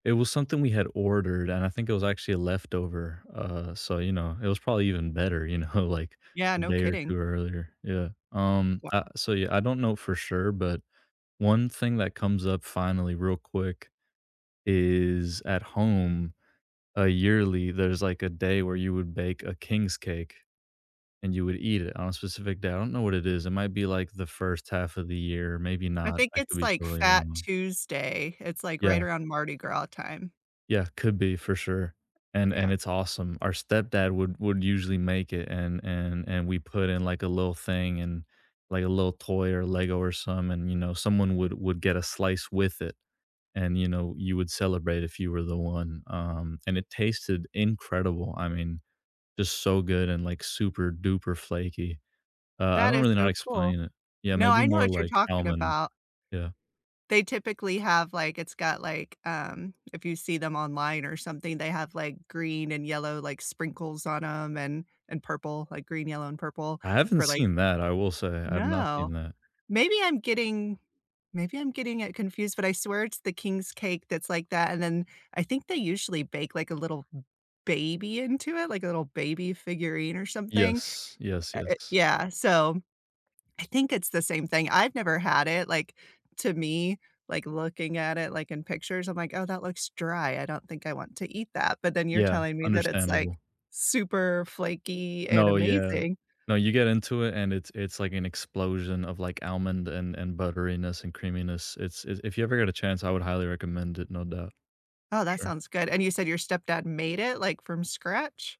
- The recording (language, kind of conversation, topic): English, unstructured, What comforting, nourishing meals do you turn to, and what memories make them meaningful?
- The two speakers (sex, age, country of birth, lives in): female, 40-44, United States, United States; male, 18-19, United States, United States
- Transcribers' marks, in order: laughing while speaking: "know"; drawn out: "is"; tapping; other background noise